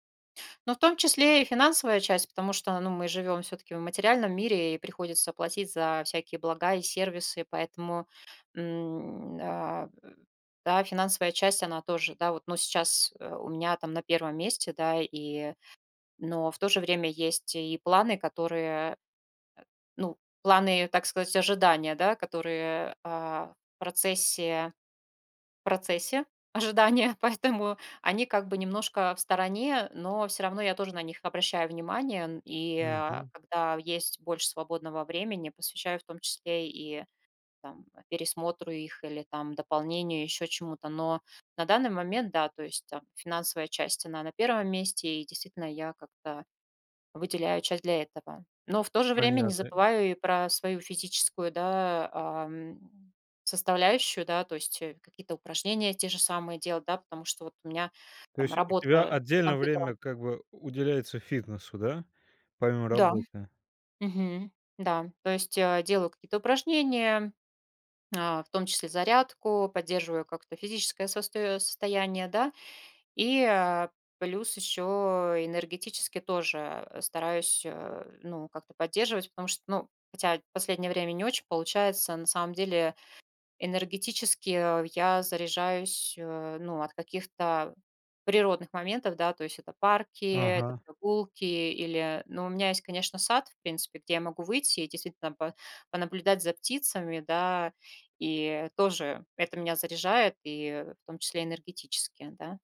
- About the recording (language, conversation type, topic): Russian, podcast, Как вы выбираете, куда вкладывать время и энергию?
- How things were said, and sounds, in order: laughing while speaking: "ожидания. Поэтому"; other background noise